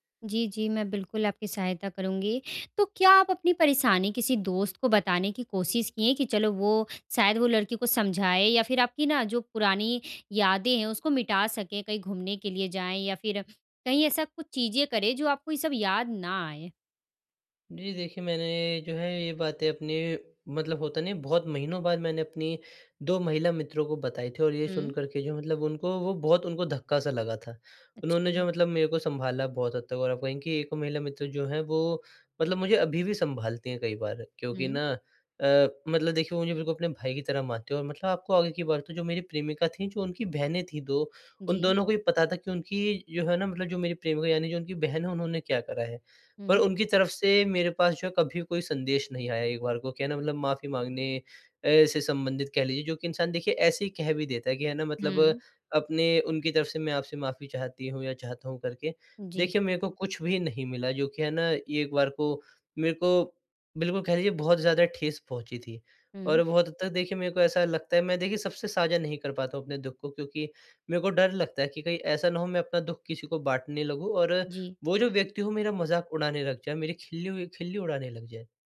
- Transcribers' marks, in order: none
- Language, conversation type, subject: Hindi, advice, मैं पुरानी यादों से मुक्त होकर अपनी असल पहचान कैसे फिर से पा सकता/सकती हूँ?